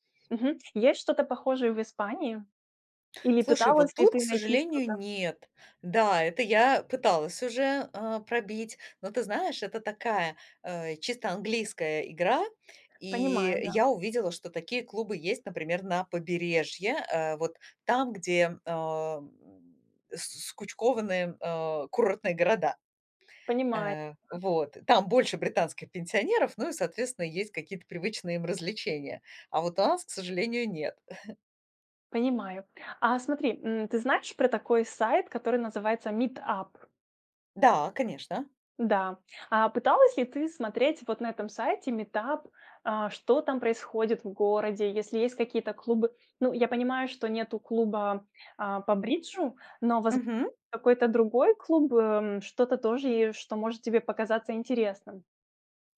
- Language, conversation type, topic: Russian, advice, Что делать, если после переезда вы чувствуете потерю привычной среды?
- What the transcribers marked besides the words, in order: other background noise; chuckle